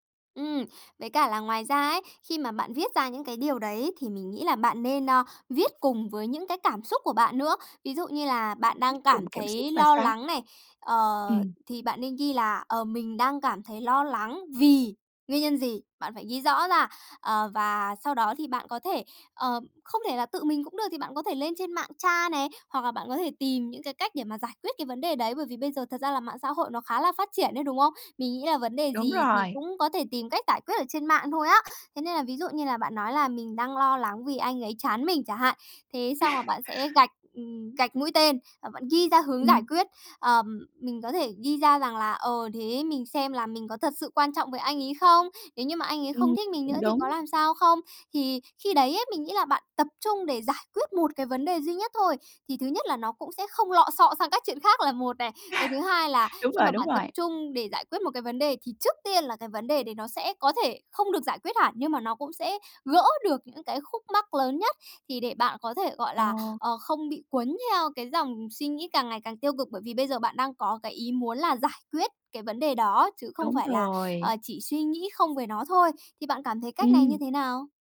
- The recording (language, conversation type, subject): Vietnamese, advice, Làm sao để dừng lại khi tôi bị cuốn vào vòng suy nghĩ tiêu cực?
- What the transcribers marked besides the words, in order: laugh; laugh